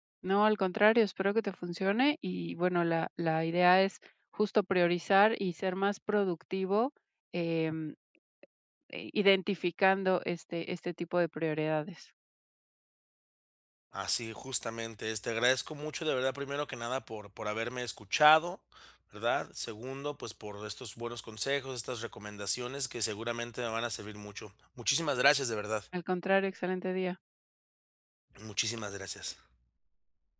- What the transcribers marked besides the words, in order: other background noise
- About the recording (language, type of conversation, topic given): Spanish, advice, ¿Cómo puedo establecer una rutina y hábitos que me hagan más productivo?